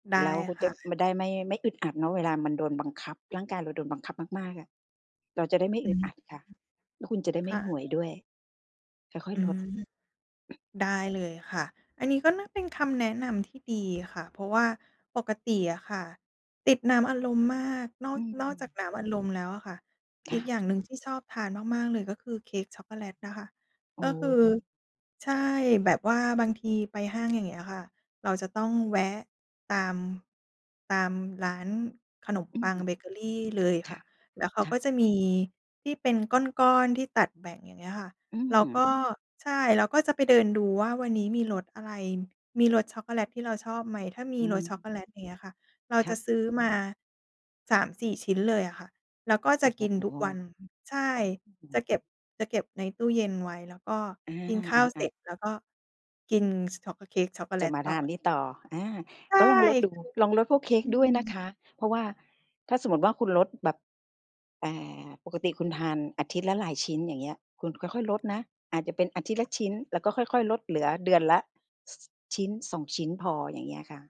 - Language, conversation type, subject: Thai, advice, ทำไมฉันถึงเลิกกินของหวานไม่ได้และรู้สึกควบคุมตัวเองไม่อยู่?
- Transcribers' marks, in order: other background noise; tapping